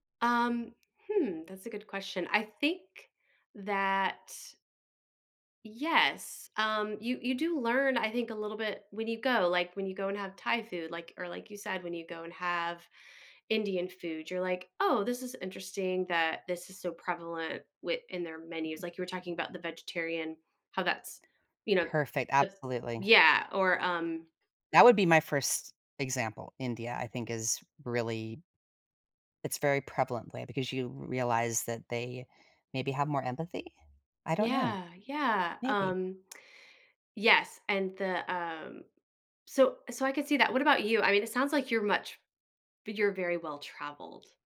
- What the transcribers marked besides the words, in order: tapping; other background noise; lip smack
- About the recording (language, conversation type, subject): English, unstructured, What is the most surprising food you have ever tried?
- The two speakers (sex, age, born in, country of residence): female, 45-49, United States, United States; female, 55-59, United States, United States